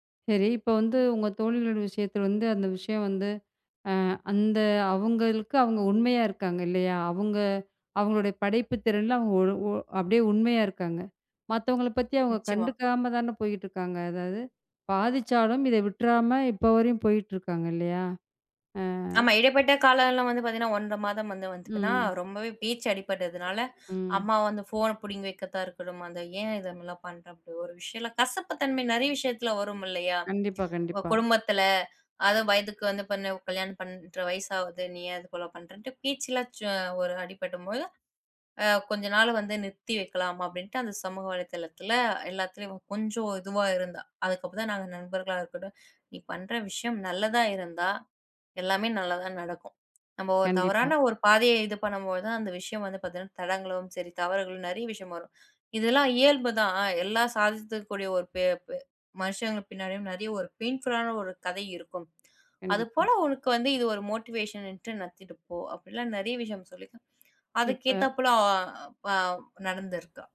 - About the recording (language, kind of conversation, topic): Tamil, podcast, ஆன்லைனில் ரசிக்கப்படுவதையும் உண்மைத்தன்மையையும் எப்படி சமநிலைப்படுத்தலாம்?
- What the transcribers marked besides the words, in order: other background noise; other noise; tapping; in English: "பெய்ண்புல்"; in English: "மோட்டிவேஷன்னுட்டு"